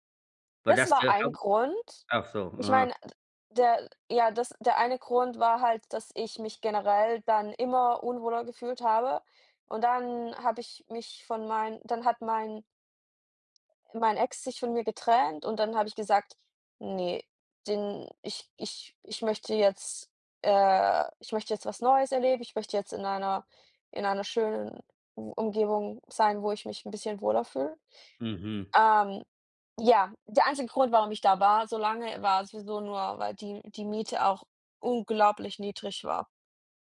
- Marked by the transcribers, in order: stressed: "unglaublich"
- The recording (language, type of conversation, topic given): German, unstructured, Wie stehst du zur technischen Überwachung?